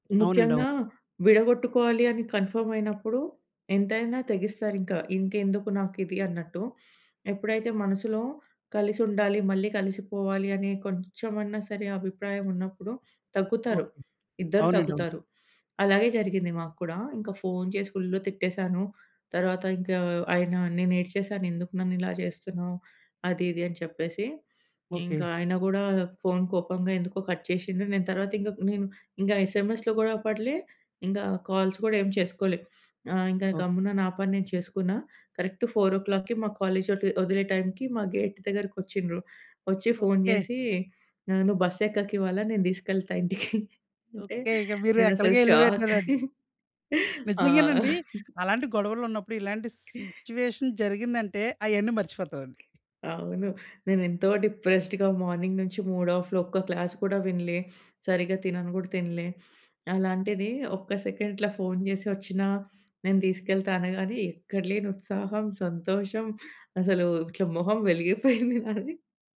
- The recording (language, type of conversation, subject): Telugu, podcast, సందేశాల్లో గొడవ వచ్చినప్పుడు మీరు ఫోన్‌లో మాట్లాడాలనుకుంటారా, ఎందుకు?
- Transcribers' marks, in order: in English: "కన్‌ఫామ్"; in English: "ఫుల్"; in English: "కట్"; in English: "ఎస్ఎంఎస్‌లో"; in English: "కాల్స్"; in English: "కరెక్ట్ ఫోర్ ఓ క్లాక్‌కి"; in English: "గేట్"; laughing while speaking: "అంటే, నేనసలు షాక్. ఆ!"; in English: "షాక్"; in English: "సిట్యుయేషన్"; tapping; other background noise; in English: "డిప్రెస్డ్‌గా మార్నింగ్"; in English: "మూడ్ ఆఫ్‌లో"; in English: "క్లాస్"; in English: "సెకండ్"; laughing while speaking: "నాది"